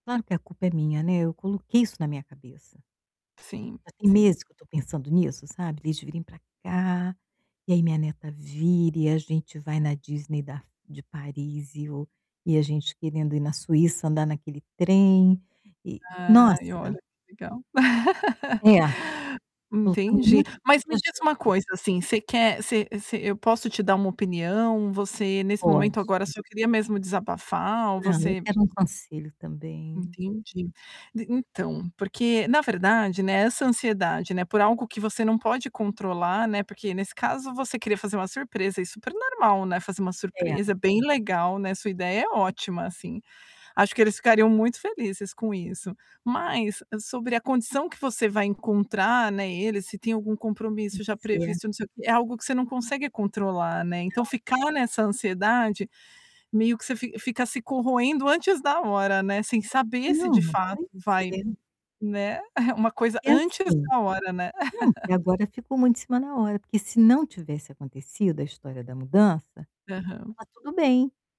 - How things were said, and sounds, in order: laugh; distorted speech; static; laugh; other background noise; tapping
- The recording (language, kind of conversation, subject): Portuguese, advice, Como posso lidar com a ansiedade ao tomar decisões importantes com consequências incertas?